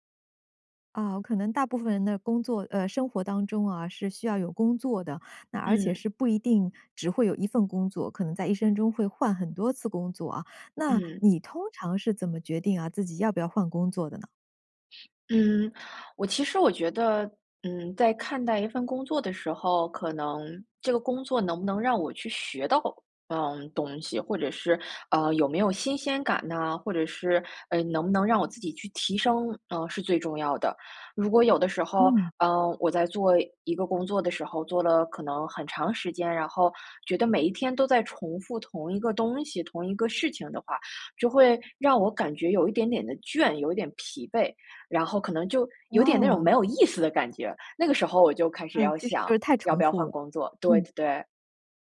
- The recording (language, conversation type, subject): Chinese, podcast, 你通常怎么决定要不要换一份工作啊？
- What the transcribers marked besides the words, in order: none